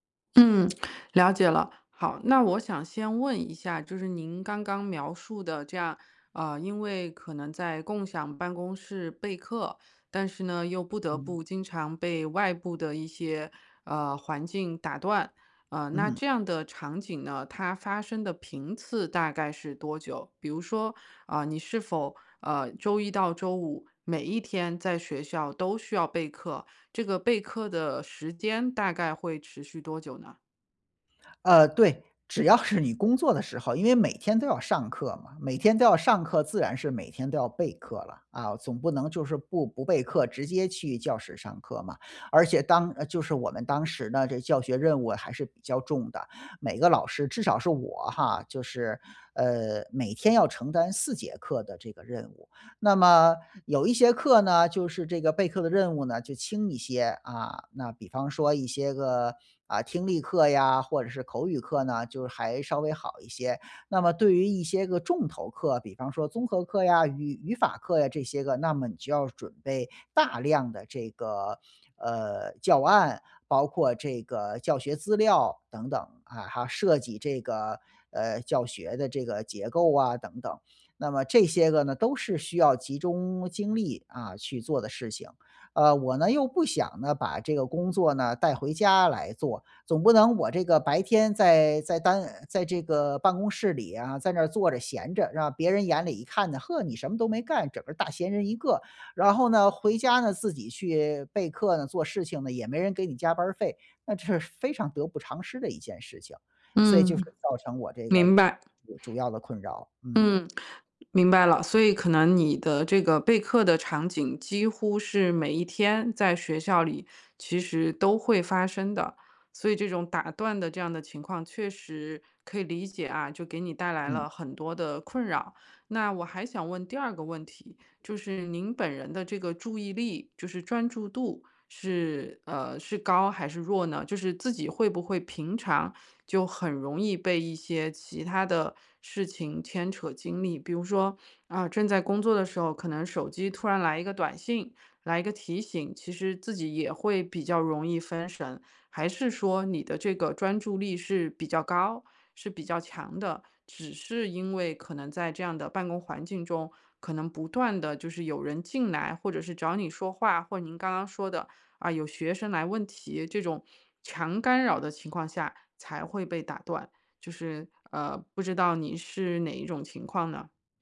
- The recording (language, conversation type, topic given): Chinese, advice, 在开放式办公室里总被同事频繁打断，我该怎么办？
- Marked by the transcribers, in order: sniff; sniff; sniff; sniff; sniff